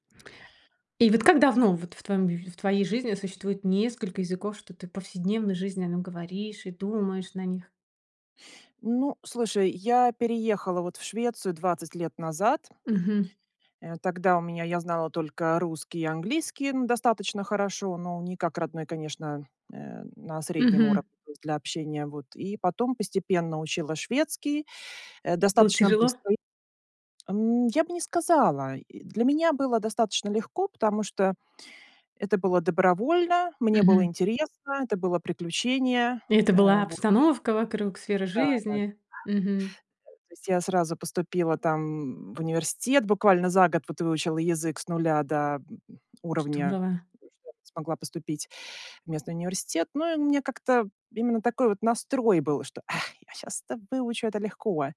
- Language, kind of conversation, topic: Russian, podcast, Как язык влияет на твоё самосознание?
- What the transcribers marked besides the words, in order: other noise; dog barking